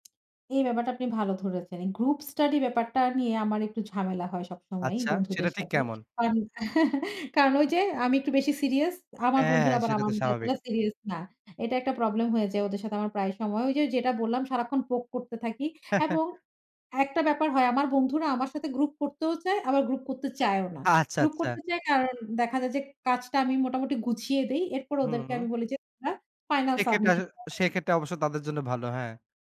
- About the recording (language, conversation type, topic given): Bengali, podcast, ছাত্র হিসেবে তুমি কি পরীক্ষার আগে রাত জেগে পড়তে বেশি পছন্দ করো, নাকি নিয়মিত রুটিন মেনে পড়াশোনা করো?
- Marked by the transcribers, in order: other background noise; chuckle; tapping; unintelligible speech